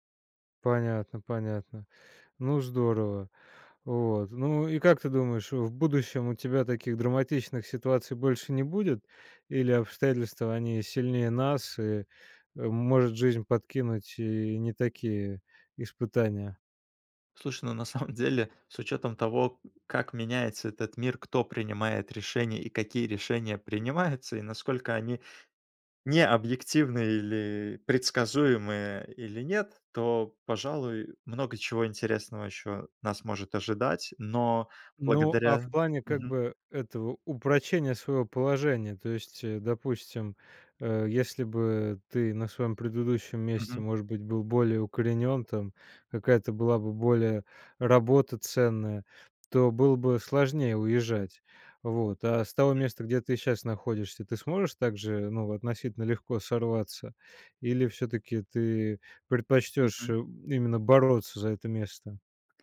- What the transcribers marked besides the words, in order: other background noise; tapping
- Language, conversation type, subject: Russian, podcast, О каком дне из своей жизни ты никогда не забудешь?